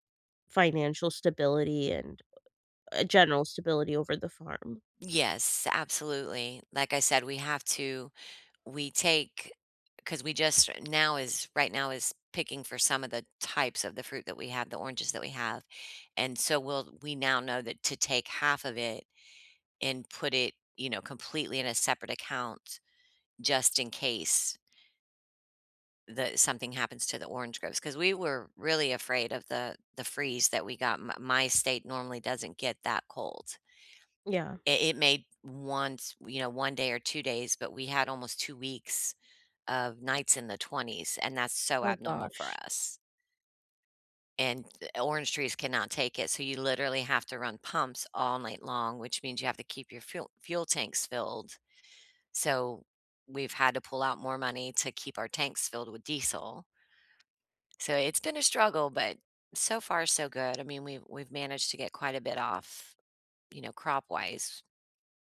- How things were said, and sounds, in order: tapping
- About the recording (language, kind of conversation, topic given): English, unstructured, How do you deal with the fear of losing your job?